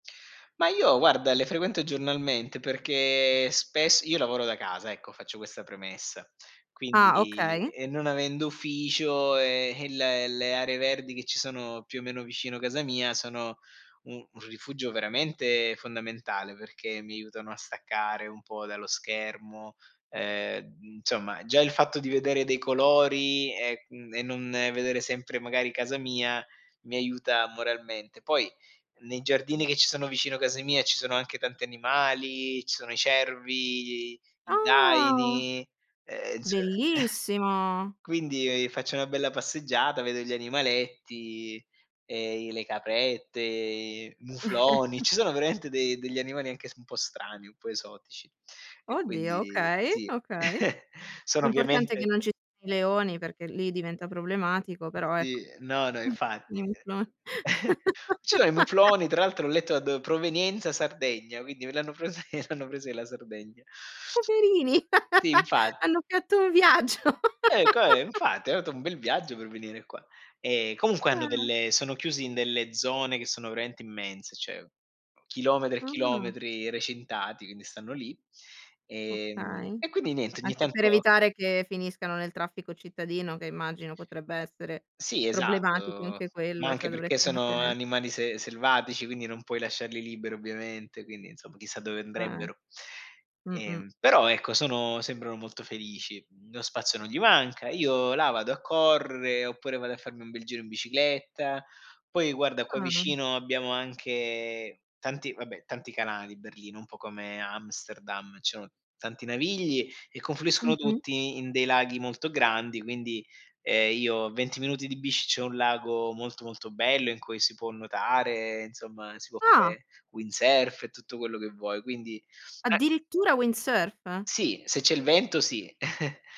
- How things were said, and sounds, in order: other background noise; drawn out: "Ah"; chuckle; chuckle; chuckle; chuckle; "sono" said as "ono"; unintelligible speech; laugh; chuckle; laugh; laughing while speaking: "viaggio"; laugh; "hanno atto" said as "hano ato"; "cioè" said as "ceh"; "quindi" said as "chindi"; "cioè" said as "ceh"; "sono" said as "ono"; "fare" said as "fe"; chuckle
- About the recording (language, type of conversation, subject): Italian, podcast, Come spiegheresti l'importanza delle aree verdi in città?